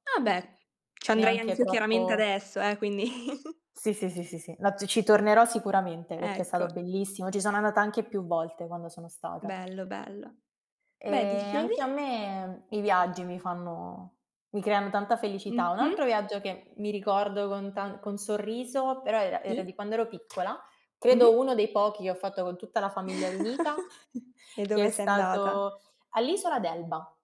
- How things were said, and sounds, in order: chuckle; tapping; background speech; chuckle; chuckle
- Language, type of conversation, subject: Italian, unstructured, C’è un momento speciale che ti fa sempre sorridere?